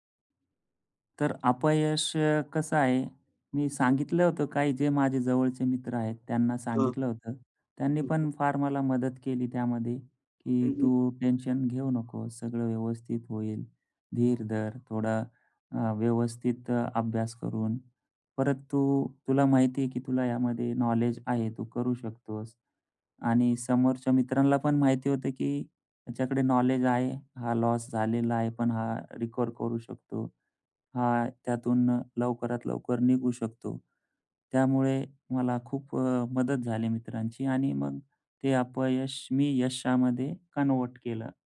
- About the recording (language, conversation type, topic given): Marathi, podcast, कामात अपयश आलं तर तुम्ही काय शिकता?
- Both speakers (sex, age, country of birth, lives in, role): male, 35-39, India, India, guest; male, 35-39, India, India, host
- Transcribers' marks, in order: in English: "रिकव्हर"; in English: "कन्व्हर्ट"